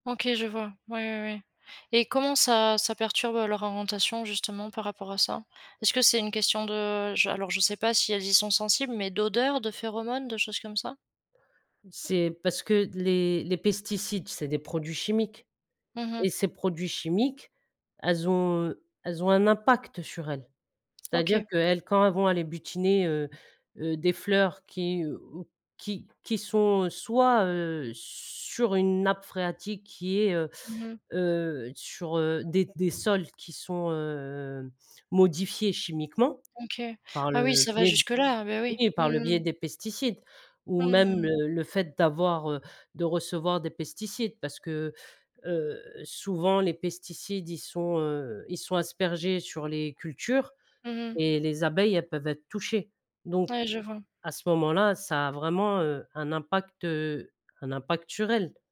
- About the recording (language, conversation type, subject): French, podcast, Pourquoi, selon toi, les abeilles sont-elles si importantes pour tout le monde ?
- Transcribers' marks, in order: stressed: "impact"; tapping